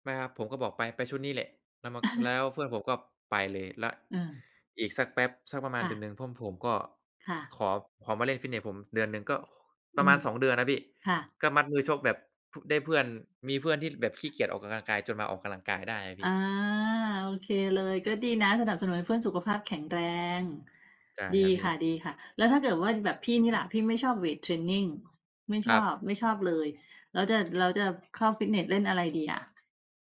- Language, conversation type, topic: Thai, unstructured, คุณเคยมีประสบการณ์สนุก ๆ จากงานอดิเรกที่อยากเล่าให้ฟังไหม?
- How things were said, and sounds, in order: chuckle